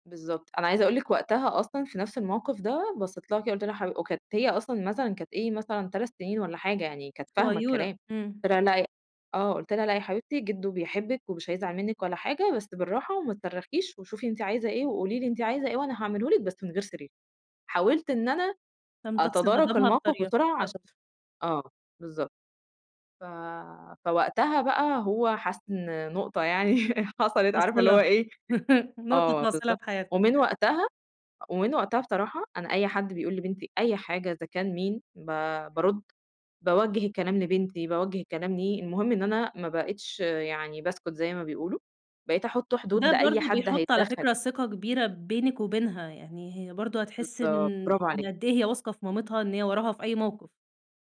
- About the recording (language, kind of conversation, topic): Arabic, podcast, إزاي تتعامل مع إحساس الذنب لما تحط حدود؟
- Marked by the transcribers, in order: chuckle; other background noise